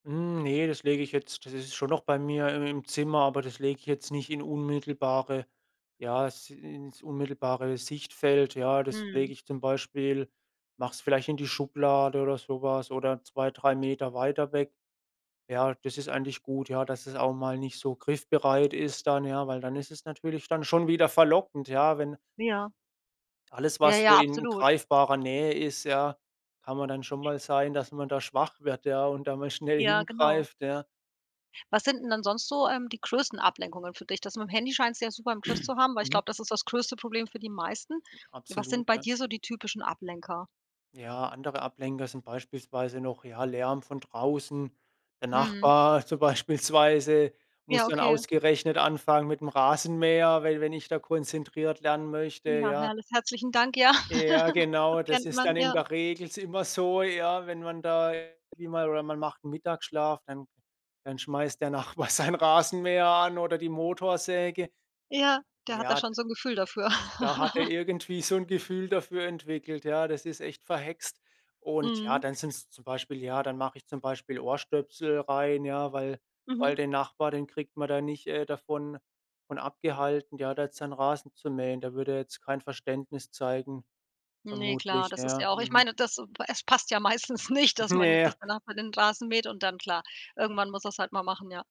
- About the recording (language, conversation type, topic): German, podcast, Welche einfachen Techniken helfen, sofort wieder fokussierter zu werden?
- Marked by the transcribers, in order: other background noise; throat clearing; laughing while speaking: "so beispielsweise"; laugh; unintelligible speech; tapping; laughing while speaking: "Nachbar"; laugh; laughing while speaking: "meistens nicht"; snort